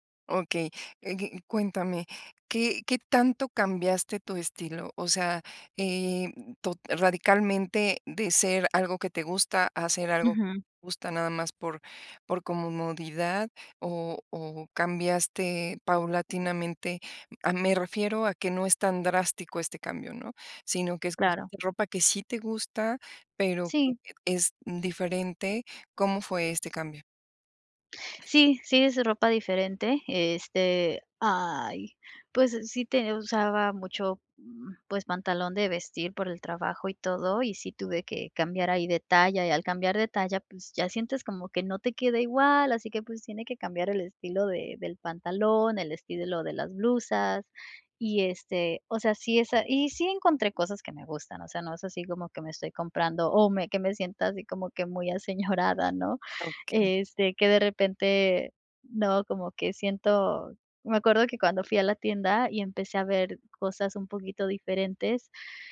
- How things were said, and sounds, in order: none
- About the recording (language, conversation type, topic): Spanish, advice, ¿Cómo vives la ansiedad social cuando asistes a reuniones o eventos?